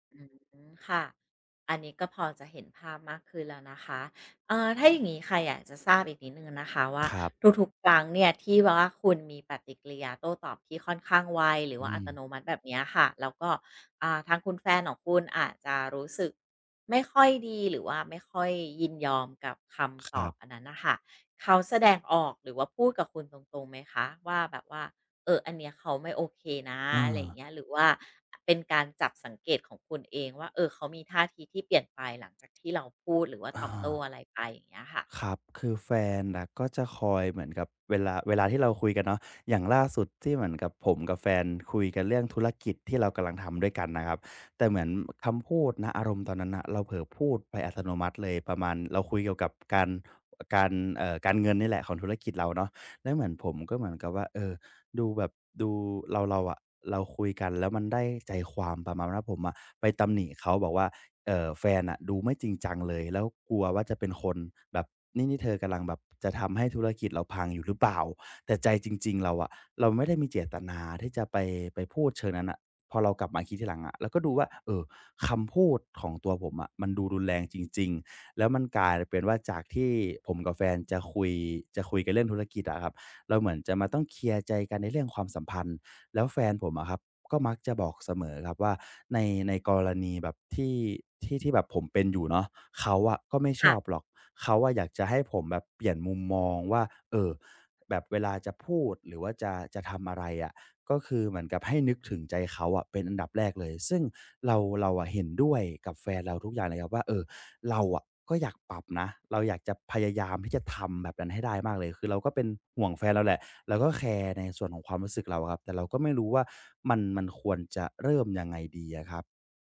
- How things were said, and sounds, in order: other background noise; tapping
- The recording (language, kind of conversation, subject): Thai, advice, ฉันจะเปลี่ยนจากการตอบโต้แบบอัตโนมัติเป็นการเลือกตอบอย่างมีสติได้อย่างไร?